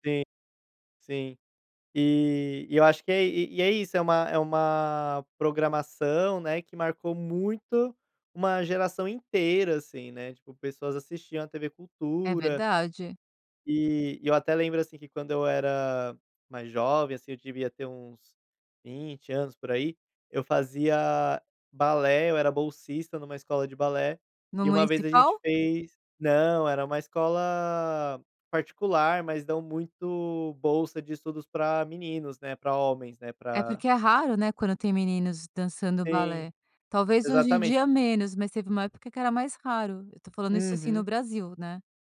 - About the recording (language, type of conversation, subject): Portuguese, podcast, Qual programa da sua infância sempre te dá saudade?
- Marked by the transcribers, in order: none